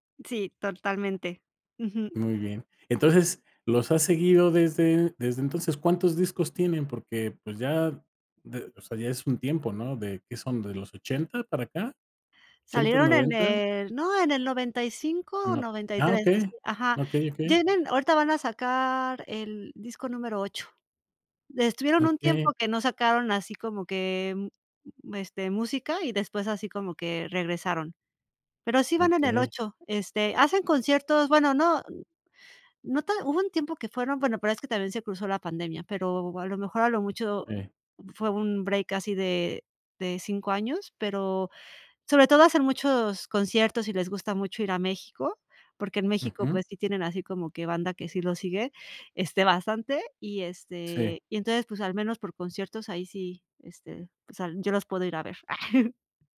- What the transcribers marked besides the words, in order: tapping; laughing while speaking: "Ah"; other background noise
- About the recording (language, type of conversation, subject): Spanish, podcast, ¿Qué músico descubriste por casualidad que te cambió la vida?